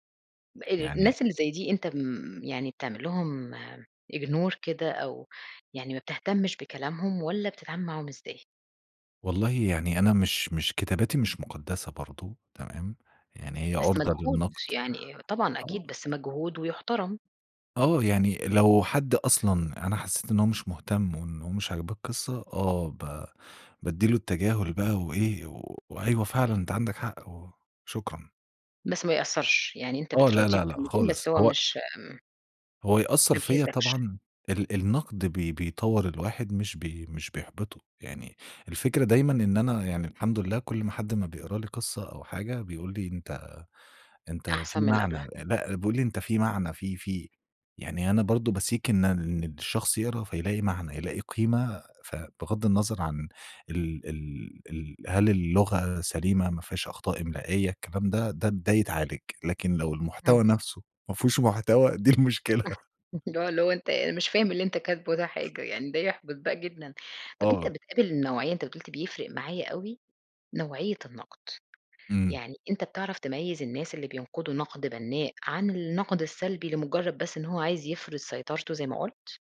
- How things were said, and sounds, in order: unintelligible speech; tapping; in English: "Ignore"; in English: "بseek"; laughing while speaking: "المحتوى نفسه ما فيهوش محتوى دي المشكلة"; laugh; other noise
- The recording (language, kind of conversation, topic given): Arabic, podcast, إزاي بتتغلّب على البلوك الإبداعي؟